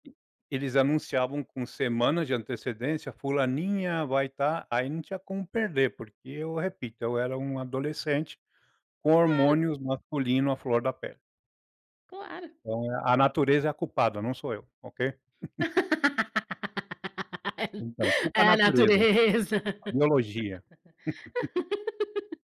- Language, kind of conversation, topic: Portuguese, podcast, Você já teve vergonha do que costumava ouvir?
- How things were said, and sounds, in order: laugh; chuckle; chuckle; laugh